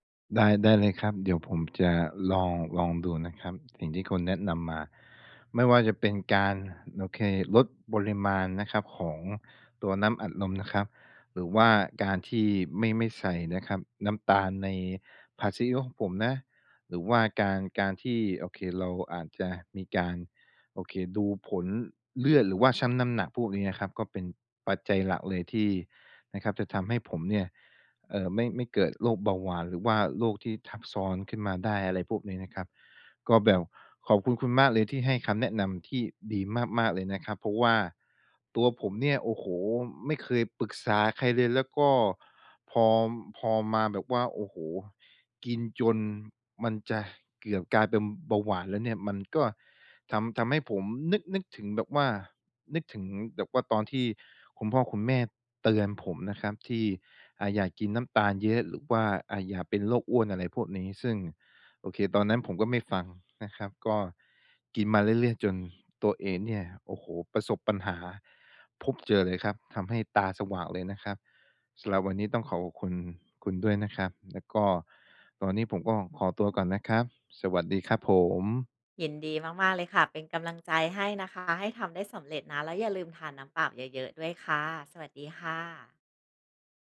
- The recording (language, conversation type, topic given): Thai, advice, คุณควรเริ่มลดการบริโภคน้ำตาลอย่างไร?
- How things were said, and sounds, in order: lip smack; other background noise